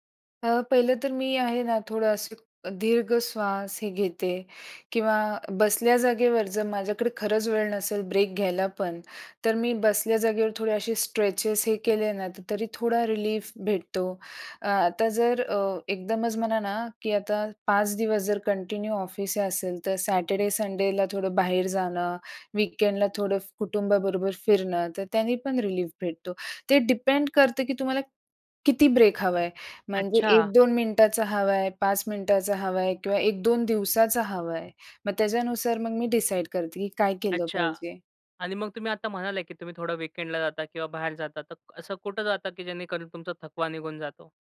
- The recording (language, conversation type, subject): Marathi, podcast, तुमचे शरीर आता थांबायला सांगत आहे असे वाटल्यावर तुम्ही काय करता?
- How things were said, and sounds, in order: other background noise; in English: "स्ट्रेचेस"; in English: "रिलीफ"; in English: "कंटिन्यू"; in English: "रिलीफ"